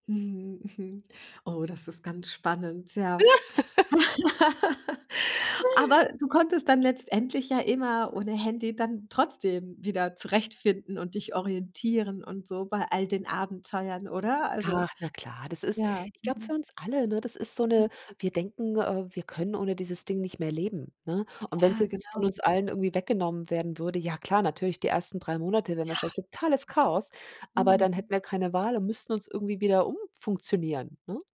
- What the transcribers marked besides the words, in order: chuckle; laugh; laughing while speaking: "Aber du"; laugh; other noise
- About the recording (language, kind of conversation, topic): German, podcast, Was war dein größtes Abenteuer ohne Handyempfang?